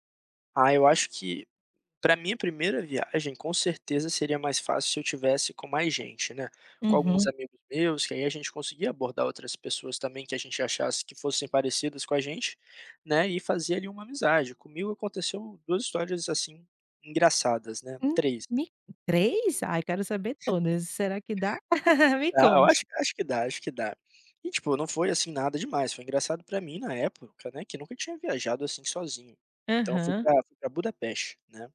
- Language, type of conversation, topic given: Portuguese, podcast, O que viajar te ensinou sobre fazer amigos?
- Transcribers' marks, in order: tapping; other background noise; chuckle